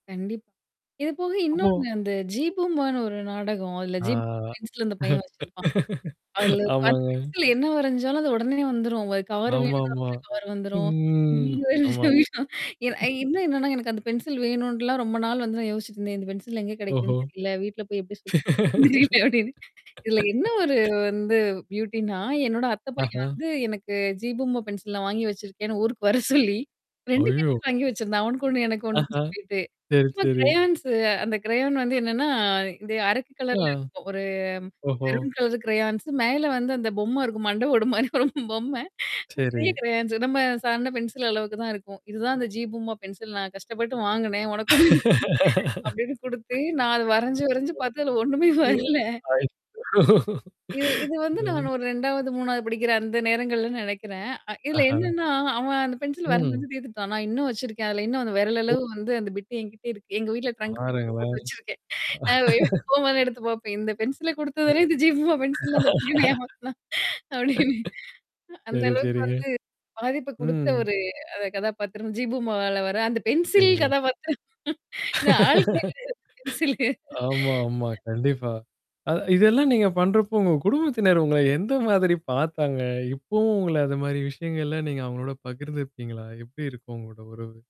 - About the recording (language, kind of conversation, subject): Tamil, podcast, ஒரு தொலைக்காட்சி கதாபாத்திரம் உங்களை எந்த விதத்தில் பாதித்தது?
- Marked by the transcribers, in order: static; tapping; distorted speech; laughing while speaking: "ஆ, ஆமாங்க"; laugh; horn; drawn out: "ம்"; laugh; laughing while speaking: "தெரில அப்டின்னு"; laugh; in English: "பியூட்டின்னா"; laughing while speaking: "வரச் சொல்லி"; mechanical hum; in English: "க்ரயான்ஸு"; in English: "க்ரயான்"; in English: "மெரூன் கலர் க்ரயான்ஸு"; laughing while speaking: "மண்டை ஓடு மாரி ஒரு பொம்மை"; in English: "க்ரெயான்ஸு"; laughing while speaking: "உனக்கு ஒண்ணு எனக்கு ஒண்ணு"; unintelligible speech; laughing while speaking: "ஒண்ணுமே வரலை!"; other background noise; in English: "பிட்டு"; laugh; in English: "ட்ரங்க்கு"; laughing while speaking: "நான் போம்போதெல்லாம் எடுத்துப் பாப்பேன். இந்தப் … என்ன ஏமாத்துனான்? அப்டின்னு"; laugh; laugh; laughing while speaking: "பென்சில் கதாபாத்திரம். இந்த ஆள் பென்சில்"; unintelligible speech